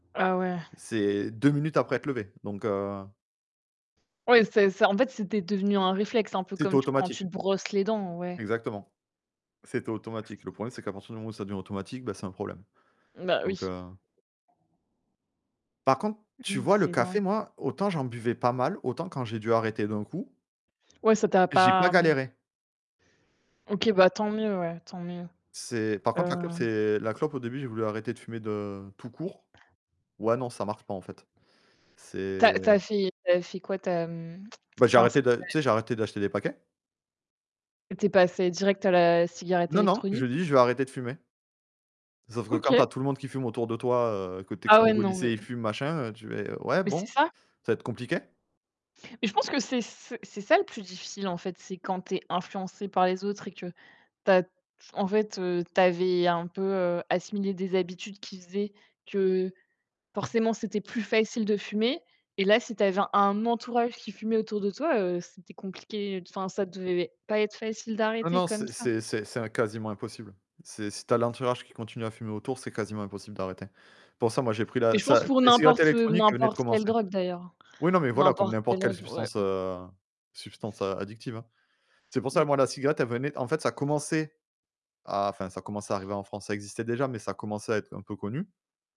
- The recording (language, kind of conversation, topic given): French, unstructured, Entre le thé et le café, lequel vous accompagne le mieux pour commencer la journée ?
- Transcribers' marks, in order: static; tapping; other background noise; distorted speech